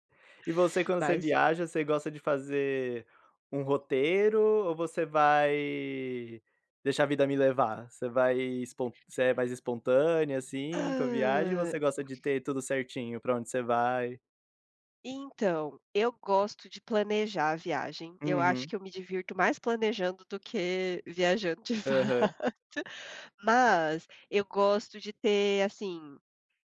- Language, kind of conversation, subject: Portuguese, unstructured, Qual dica você daria para quem vai viajar pela primeira vez?
- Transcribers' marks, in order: laughing while speaking: "de fato"